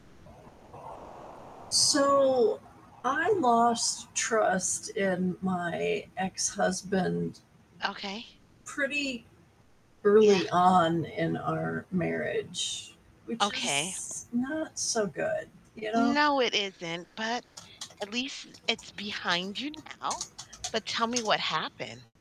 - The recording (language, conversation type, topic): English, advice, How can I rebuild trust in my romantic partner after it's been broken?
- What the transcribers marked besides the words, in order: static; other background noise; tapping; distorted speech